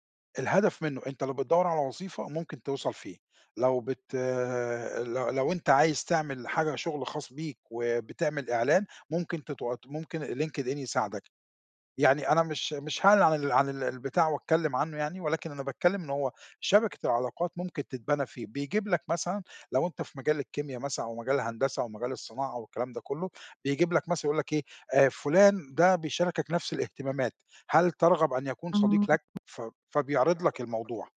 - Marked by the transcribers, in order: other background noise; background speech
- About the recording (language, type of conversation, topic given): Arabic, podcast, ازاي تبني شبكة علاقات مهنية قوية؟